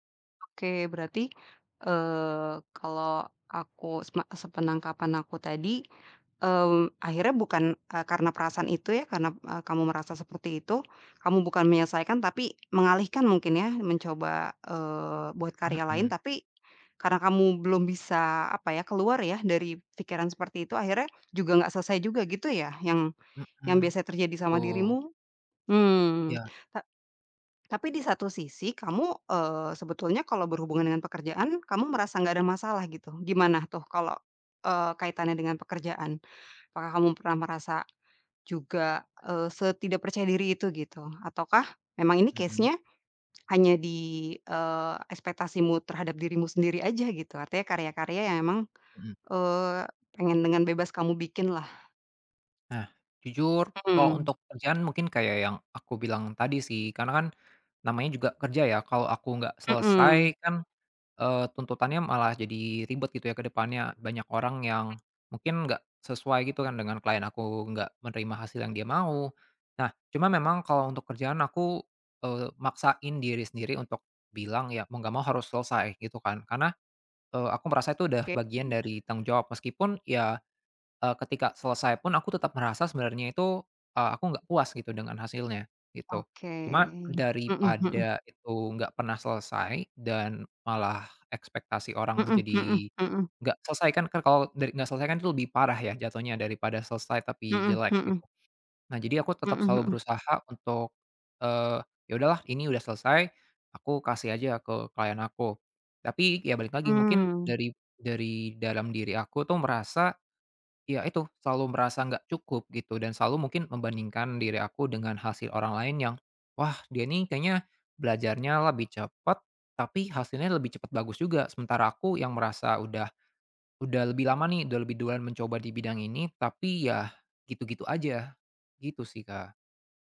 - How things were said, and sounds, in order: other background noise; tapping; in English: "case-nya"
- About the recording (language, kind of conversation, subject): Indonesian, advice, Mengapa saya sulit menerima pujian dan merasa tidak pantas?